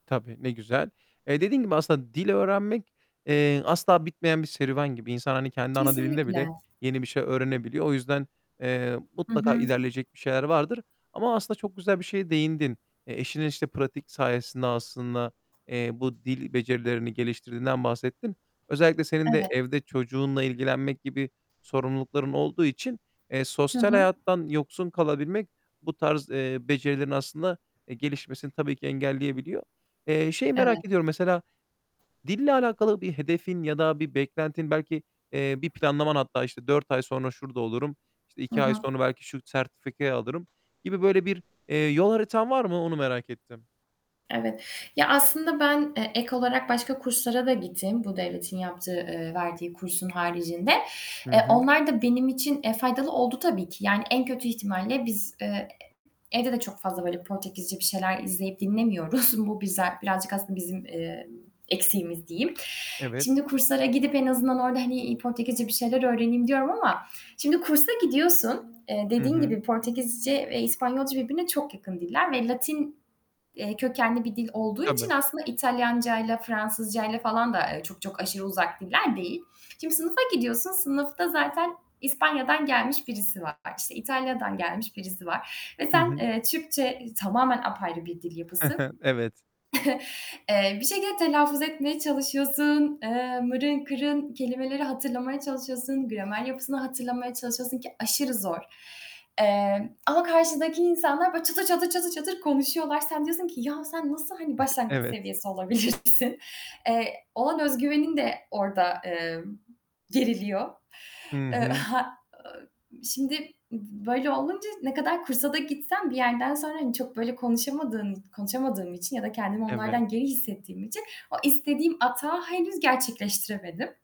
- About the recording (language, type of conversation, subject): Turkish, podcast, Dilini bilmediğin bir yerde insanlarla bağ kurmak için neler yaparsın?
- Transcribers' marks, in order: static; other background noise; laughing while speaking: "dinlemiyoruz"; chuckle; chuckle; laughing while speaking: "olabilirsin?"